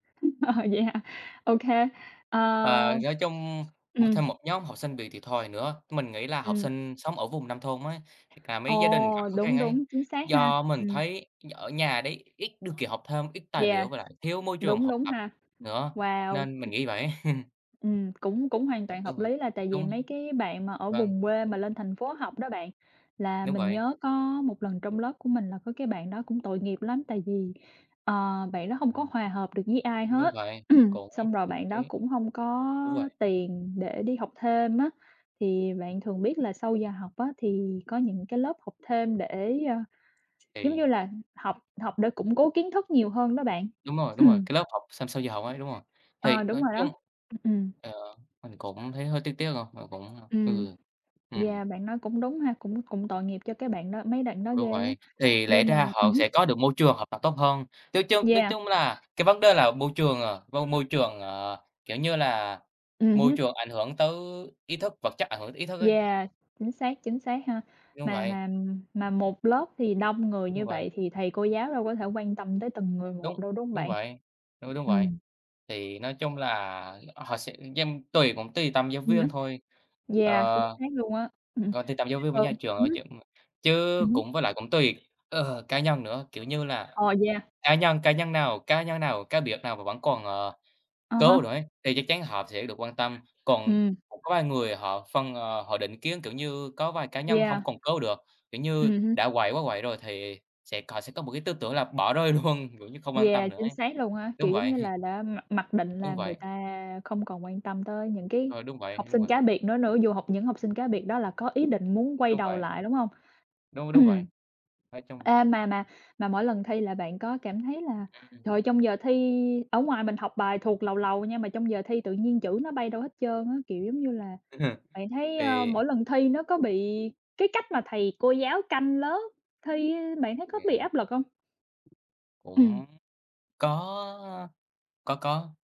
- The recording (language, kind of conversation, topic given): Vietnamese, unstructured, Bạn có cảm thấy áp lực thi cử hiện nay là công bằng không?
- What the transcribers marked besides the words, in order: laughing while speaking: "Ờ, vậy hả?"; tapping; unintelligible speech; laugh; throat clearing; throat clearing; other background noise; unintelligible speech; unintelligible speech; laughing while speaking: "luôn"; chuckle; throat clearing; unintelligible speech; laugh